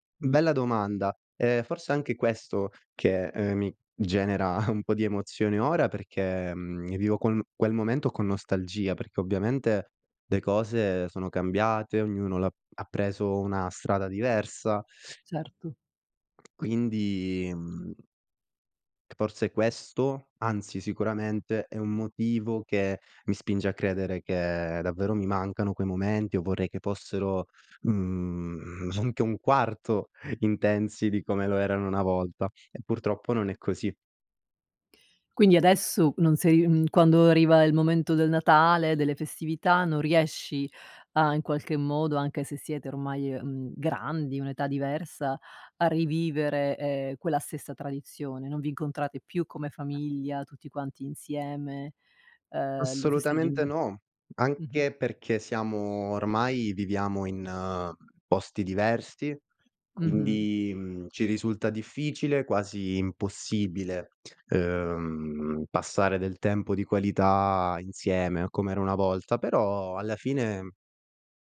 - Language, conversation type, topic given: Italian, podcast, Qual è una tradizione di famiglia che ti emoziona?
- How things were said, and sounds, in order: chuckle; other background noise; unintelligible speech